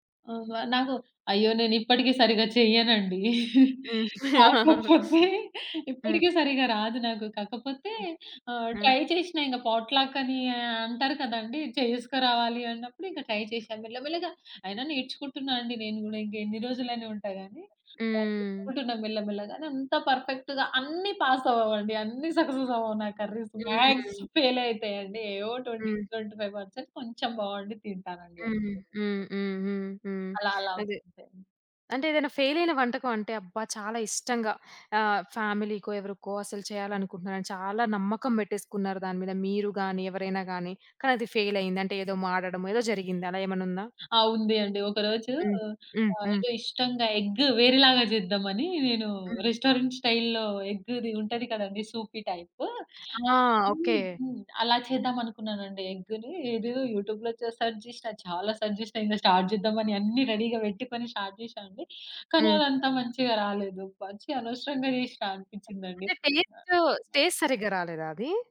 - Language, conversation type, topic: Telugu, podcast, పొట్లక్ పార్టీలో మీరు ఎలాంటి వంటకాలు తీసుకెళ్తారు, ఎందుకు?
- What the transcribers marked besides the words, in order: giggle; laugh; other background noise; tapping; in English: "ట్రై"; in English: "ట్రై"; background speech; in English: "పర్ఫెక్ట్‌గా"; in English: "మాక్స్"; in English: "ట్వెంటీ ట్వెంటీ ఫైవ్ పర్సెంట్"; in English: "రెస్టారెంట్ స్టైల్‌లో"; in English: "యూట్యూబ్‌లో"; in English: "సర్చ్"; in English: "సర్చ్"; in English: "స్టార్ట్"; in English: "రెడీ‌గా"; in English: "స్టార్ట్"; in English: "టేస్ట్"